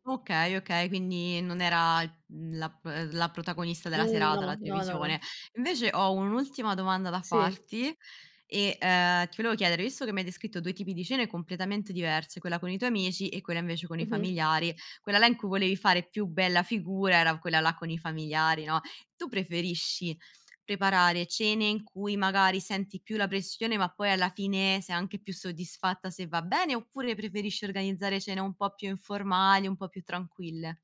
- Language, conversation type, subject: Italian, podcast, Come hai organizzato una cena per fare bella figura con i tuoi ospiti?
- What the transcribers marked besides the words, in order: lip smack